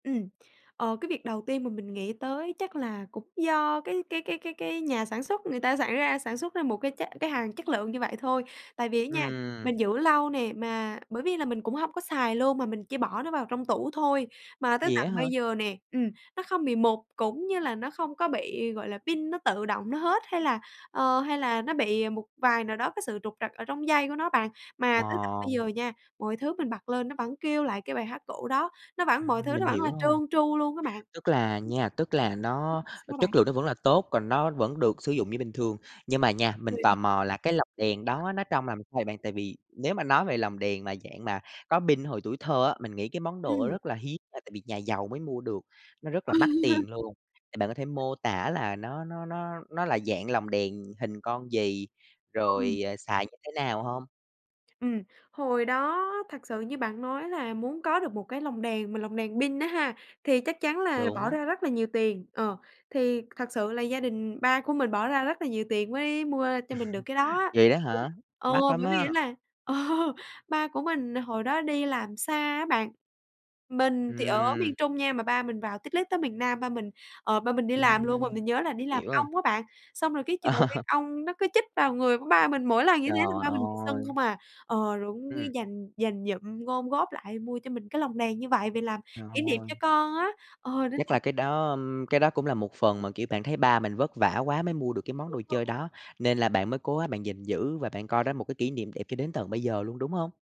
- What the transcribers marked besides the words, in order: other noise; unintelligible speech; other background noise; laugh; laugh; unintelligible speech; laughing while speaking: "ờ"; laughing while speaking: "Ờ"
- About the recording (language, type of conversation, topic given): Vietnamese, podcast, Bạn có thể kể về một món đồ gắn liền với kỷ niệm của bạn không?